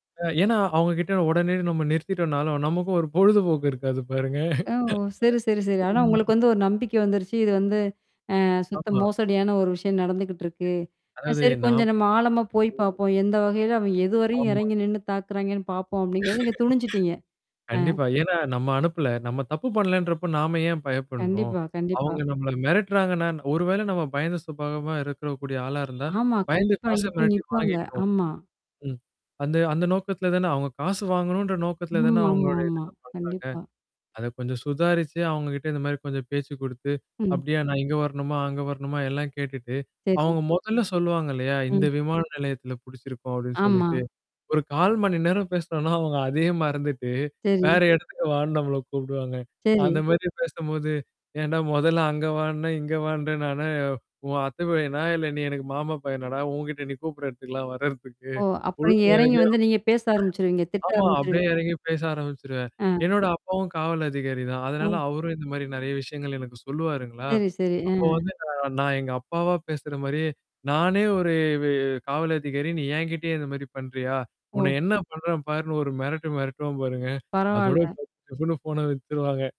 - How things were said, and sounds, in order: tapping; laughing while speaking: "பொழுதுபோக்கு இருக்காது பாருங்க"; other noise; static; other background noise; distorted speech; laugh; wind; mechanical hum; horn; unintelligible speech; chuckle; laughing while speaking: "அவுங்க அதே மறந்துட்டு வேற இடத்துக்கு … இடத்துக்குலாம் வர்றதுக்கு ஒழுங்கா"; unintelligible speech; unintelligible speech
- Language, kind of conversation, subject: Tamil, podcast, எதிர்காலத்தில் தகவலின் நம்பகத்தன்மையை நாம் எப்படிப் பரிசோதிப்போம்?